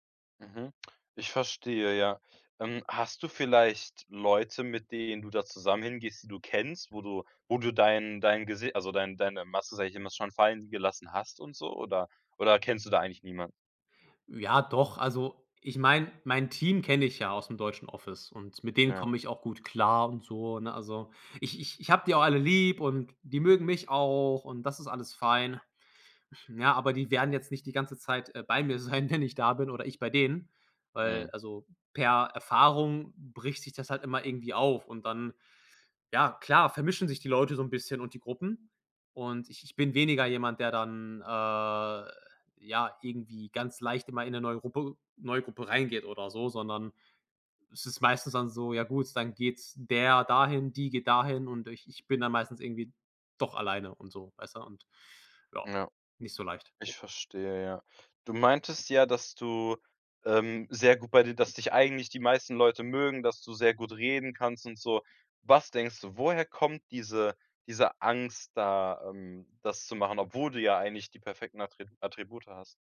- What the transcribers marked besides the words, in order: tapping; snort; laughing while speaking: "sein, wenn"
- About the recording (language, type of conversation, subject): German, advice, Wie kann ich mich trotz Angst vor Bewertung und Ablehnung selbstsicherer fühlen?